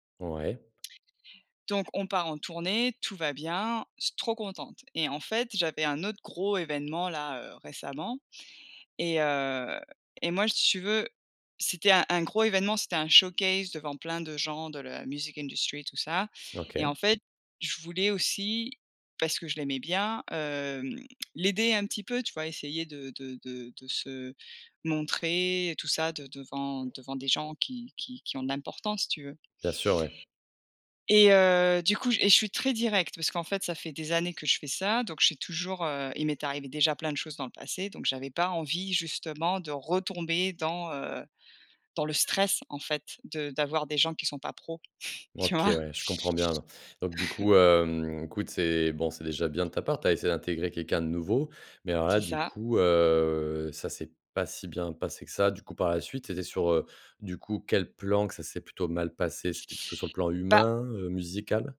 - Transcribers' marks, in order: put-on voice: "music industry"; tongue click; stressed: "retomber"; chuckle; drawn out: "heu"
- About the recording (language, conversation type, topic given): French, advice, Comment puis-je mieux poser des limites avec mes collègues ou mon responsable ?
- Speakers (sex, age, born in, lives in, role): female, 40-44, France, United States, user; male, 30-34, France, France, advisor